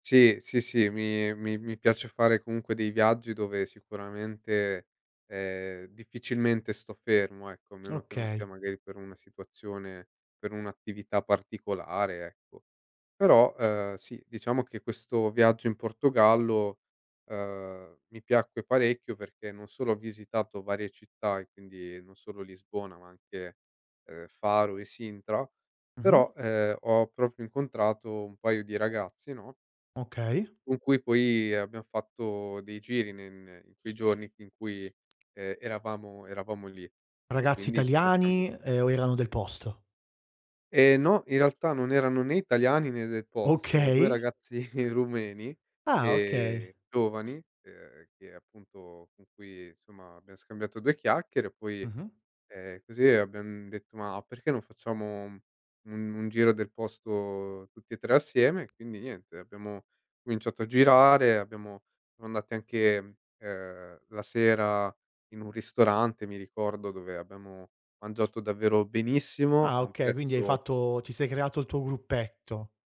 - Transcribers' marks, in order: tapping; laughing while speaking: "ragazzi"; other background noise
- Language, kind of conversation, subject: Italian, podcast, Qual è un incontro fatto in viaggio che non dimenticherai mai?